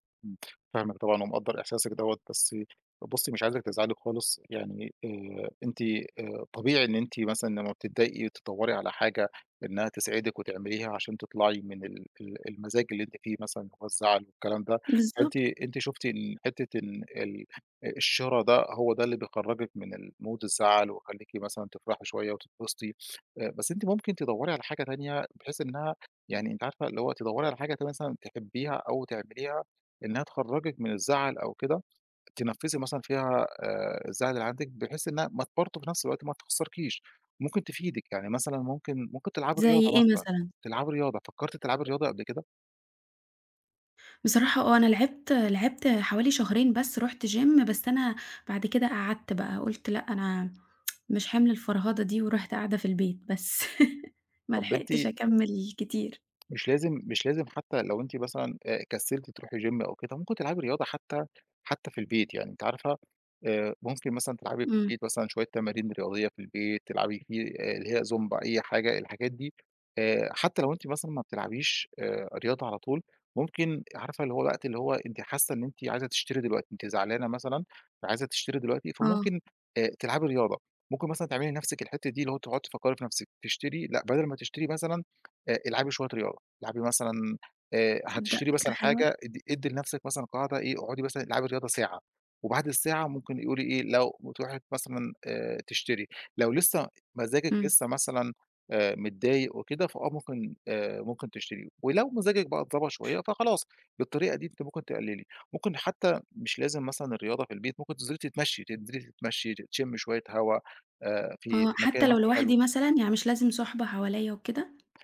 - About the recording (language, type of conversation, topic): Arabic, advice, الإسراف في الشراء كملجأ للتوتر وتكرار الديون
- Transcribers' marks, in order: tapping; in English: "الmood"; in English: "gym"; tsk; laugh; in English: "gym"